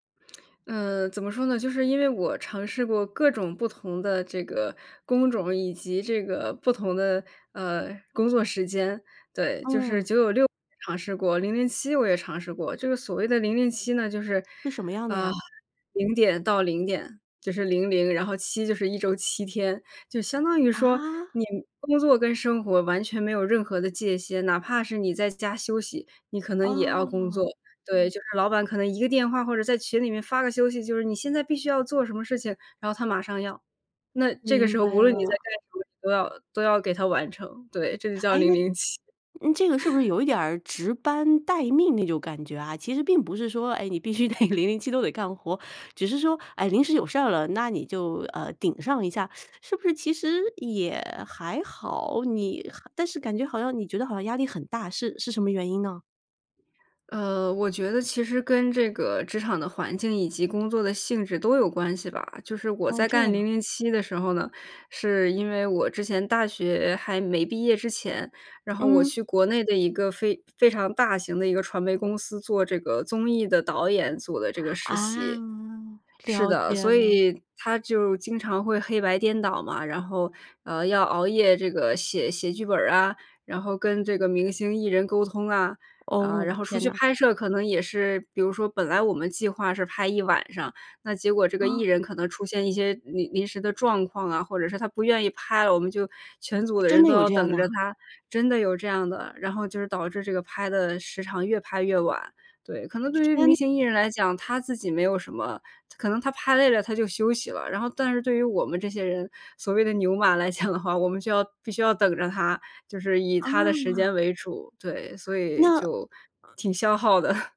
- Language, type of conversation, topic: Chinese, podcast, 你怎么看待工作与生活的平衡？
- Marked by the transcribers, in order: sigh; laughing while speaking: "零零七"; laugh; laughing while speaking: "得零零七 都得干活"; teeth sucking; other background noise; laughing while speaking: "讲"; chuckle